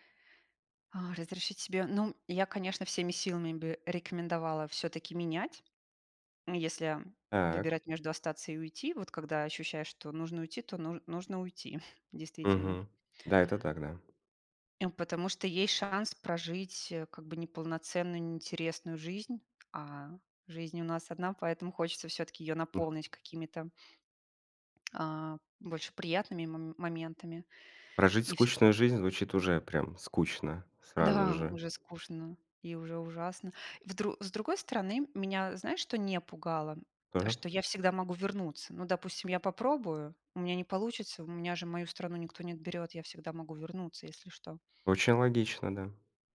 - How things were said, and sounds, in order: other background noise; chuckle; tapping
- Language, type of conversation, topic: Russian, podcast, Что вы выбираете — стабильность или перемены — и почему?
- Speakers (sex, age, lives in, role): female, 40-44, Italy, guest; male, 35-39, Estonia, host